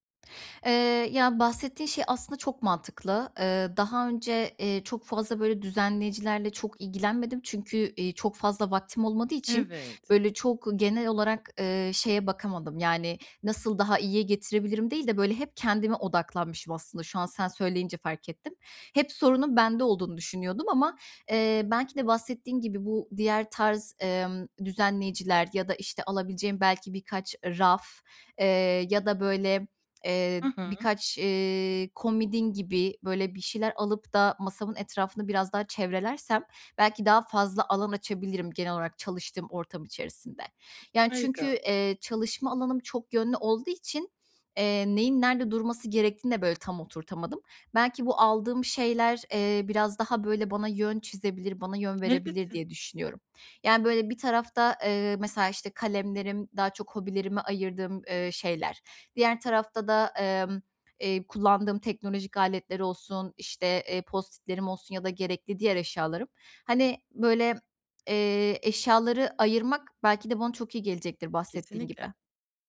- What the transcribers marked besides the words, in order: tapping; lip smack; other background noise
- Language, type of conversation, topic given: Turkish, advice, Yaratıcı çalışma alanımı her gün nasıl düzenli, verimli ve ilham verici tutabilirim?